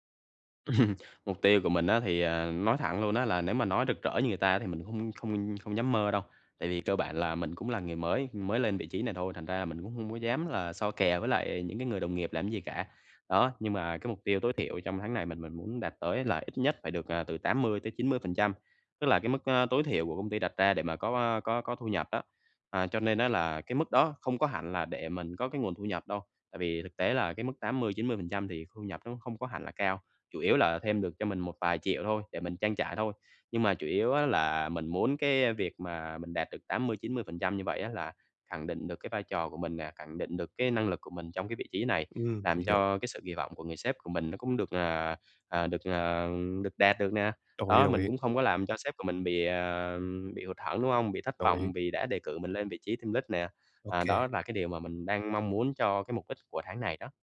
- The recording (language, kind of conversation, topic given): Vietnamese, advice, Làm sao để chấp nhận thất bại và học hỏi từ nó?
- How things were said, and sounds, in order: laughing while speaking: "Ừm"; other noise; tapping; other background noise; in English: "team lead"